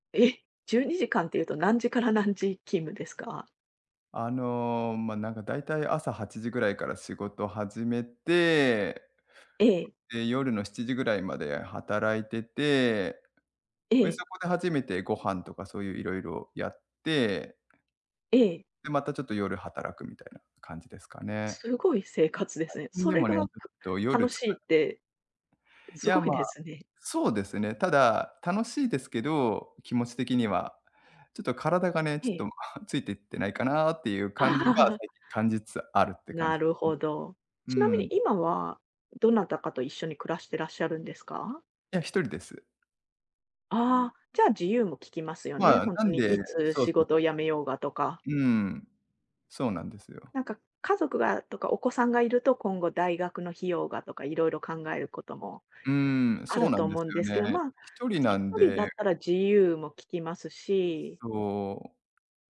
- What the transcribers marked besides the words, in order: tapping; other background noise; sigh; laugh
- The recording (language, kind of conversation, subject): Japanese, advice, 退職後の生活や働き方について、どのように考えていますか？
- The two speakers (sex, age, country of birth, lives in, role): female, 45-49, Japan, Japan, advisor; male, 40-44, Japan, Japan, user